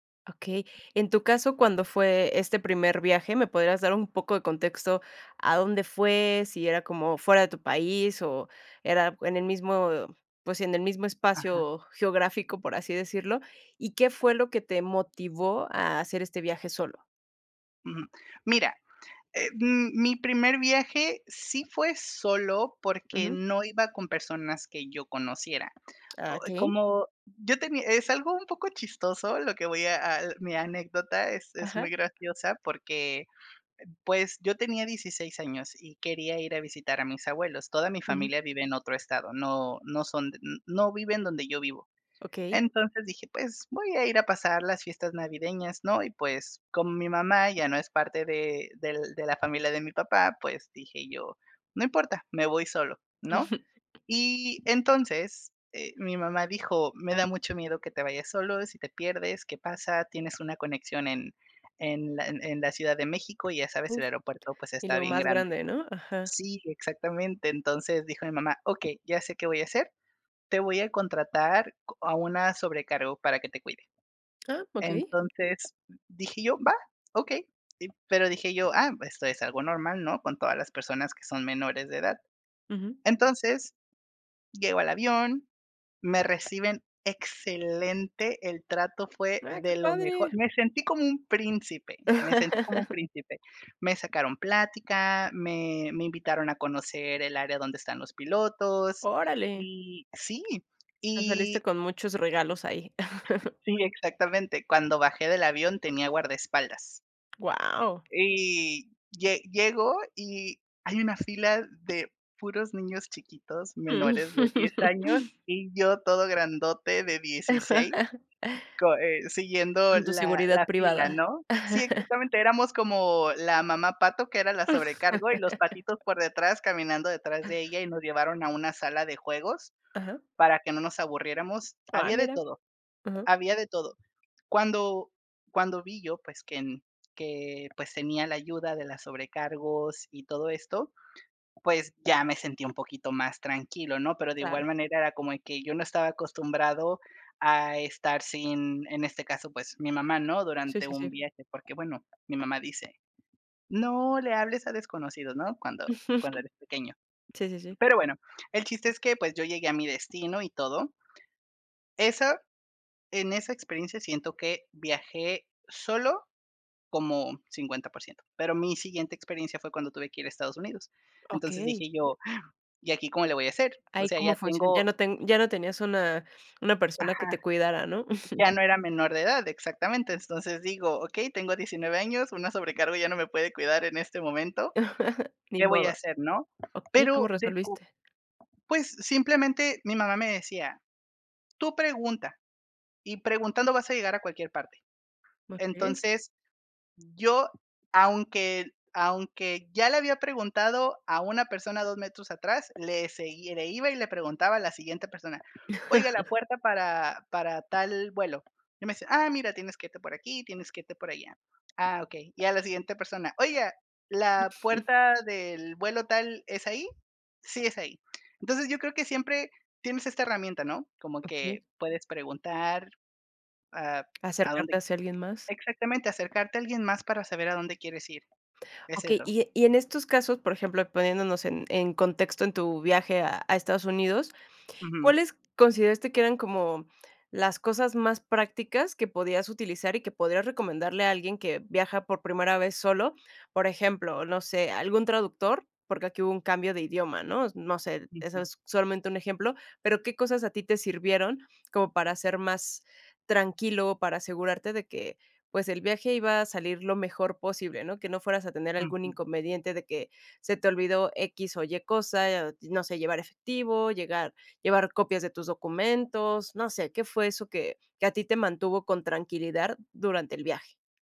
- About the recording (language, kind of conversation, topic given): Spanish, podcast, ¿Qué consejo le darías a alguien que duda en viajar solo?
- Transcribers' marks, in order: tapping; "okey" said as "key"; chuckle; chuckle; laugh; laugh; chuckle; laugh; other background noise; giggle; gasp; unintelligible speech; scoff; chuckle; chuckle; giggle